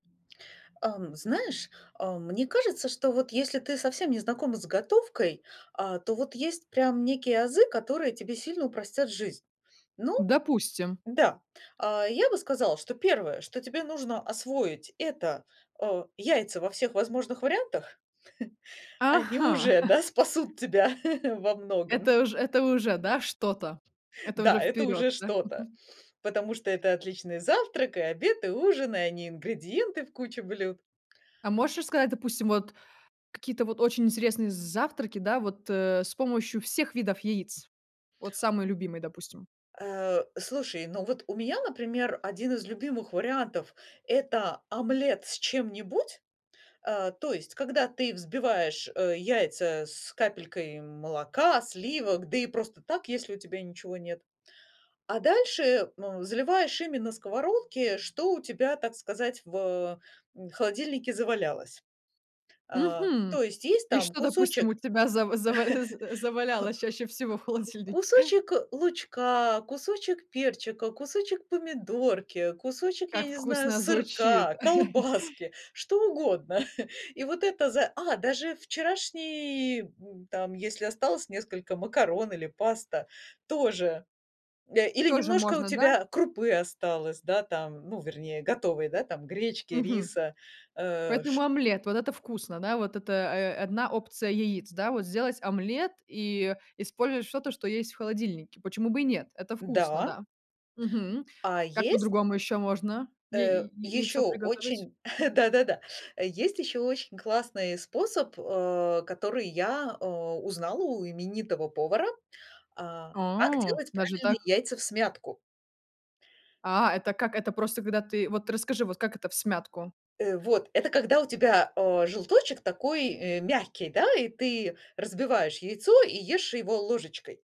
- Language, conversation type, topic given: Russian, podcast, Какие базовые кулинарные техники должен знать каждый?
- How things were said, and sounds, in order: chuckle; laugh; chuckle; laughing while speaking: "в холодильнике?"; laugh; chuckle; chuckle